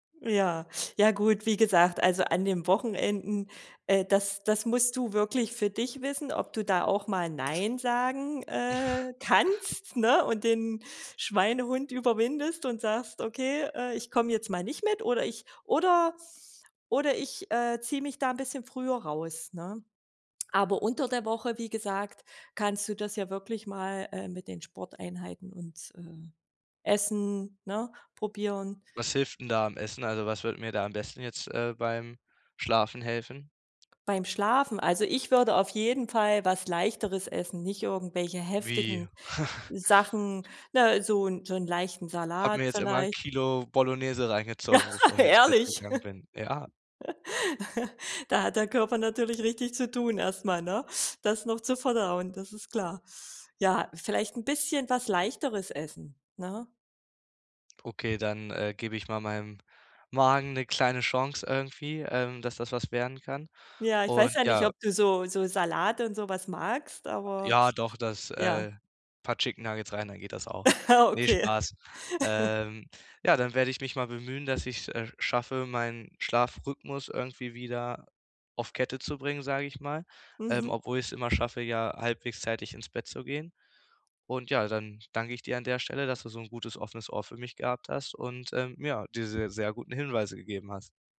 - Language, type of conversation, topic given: German, advice, Was kann ich tun, um regelmäßig zur gleichen Zeit ins Bett zu gehen?
- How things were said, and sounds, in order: other background noise; chuckle; chuckle; laugh; laughing while speaking: "Ehrlich?"; chuckle; joyful: "Da hat der Körper natürlich … das ist klar"; laugh; laughing while speaking: "Ja"; chuckle